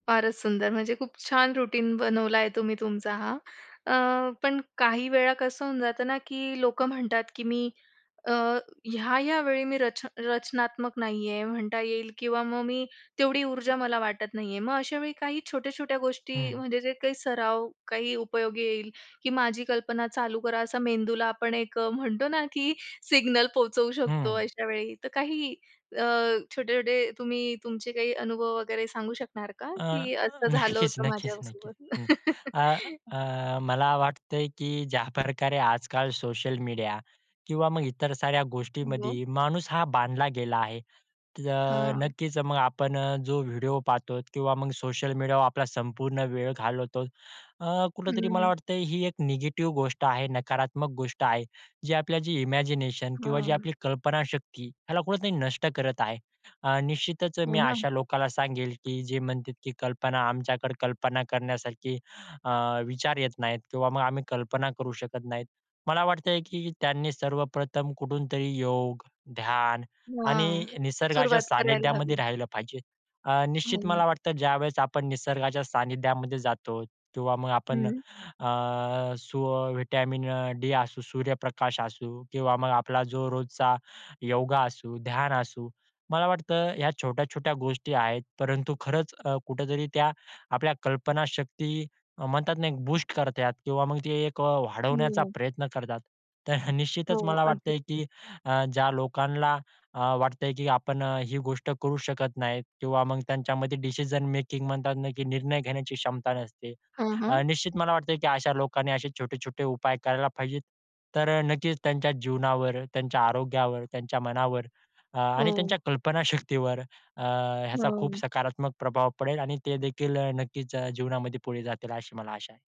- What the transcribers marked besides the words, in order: in English: "रूटीन"; anticipating: "सिग्नल पोहचवू शकतो, अशा वेळी"; in English: "सिग्नल"; laughing while speaking: "नक्कीच-नक्कीच-नक्कीच"; chuckle; in English: "सोशल मीडिया"; in English: "सोशल मीडियावर"; in English: "निगेटिव्ह"; in English: "इमॅजिनेशन"; drawn out: "अ"; in English: "व्हिटॅमिन"; in English: "डी"; in English: "बूस्ट"; laughing while speaking: "तर निश्चितच"; in English: "डिसिजन मेकिंग"; laughing while speaking: "कल्पनाशक्तीवर"
- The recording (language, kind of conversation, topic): Marathi, podcast, सकाळचा दिनक्रम कल्पकतेला कसा हातभार लावतो?